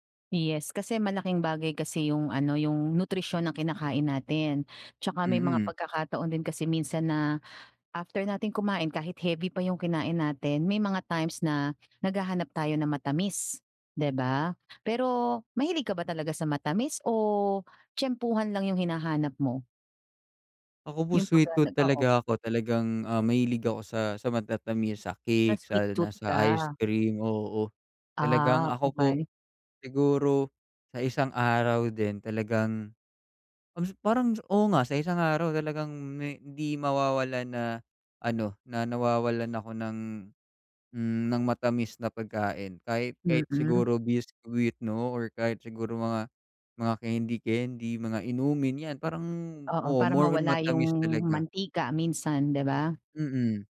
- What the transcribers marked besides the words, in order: tapping; drawn out: "yung"
- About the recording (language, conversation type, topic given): Filipino, advice, Paano ko malalaman kung emosyonal o pisikal ang gutom ko?